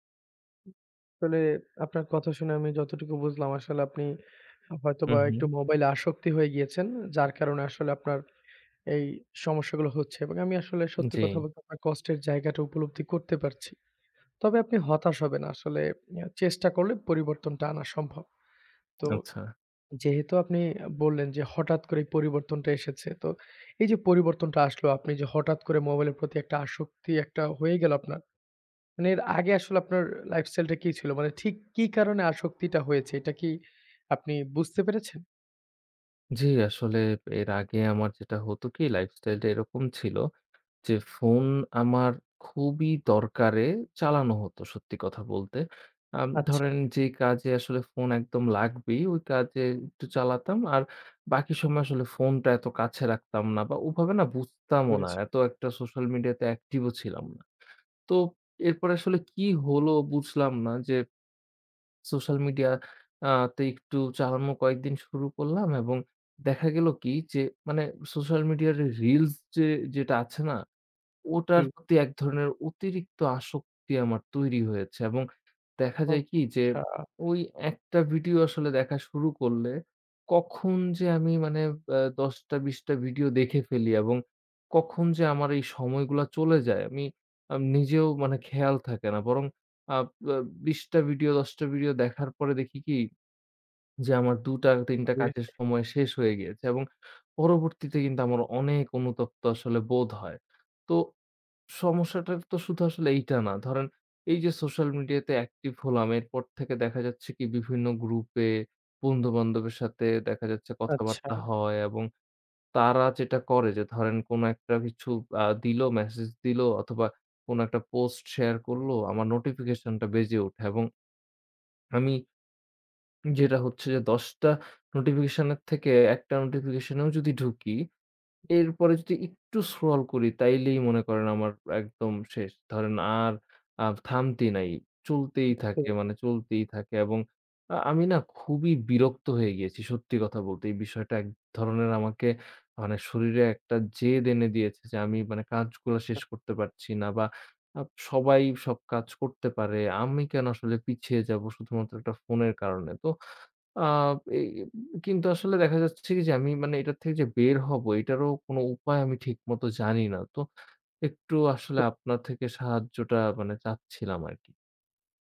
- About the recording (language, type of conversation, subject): Bengali, advice, মোবাইল ও সামাজিক মাধ্যমে বারবার মনোযোগ হারানোর কারণ কী?
- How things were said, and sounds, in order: tapping; "বুঝেছি" said as "বুরেছি"; "আচ্ছা" said as "ছা"; in English: "scroll"; other background noise